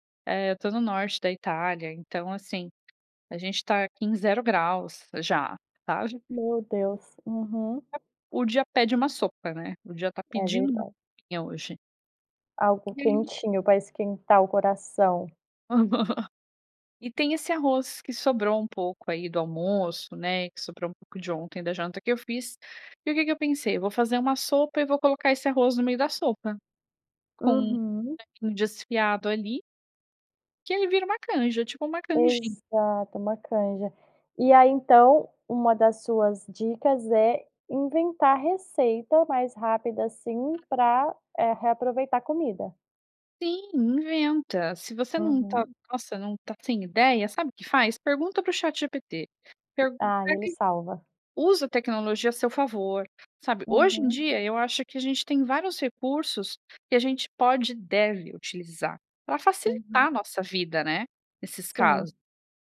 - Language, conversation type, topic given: Portuguese, podcast, Que dicas você dá para reduzir o desperdício de comida?
- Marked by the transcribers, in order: laugh; other background noise; unintelligible speech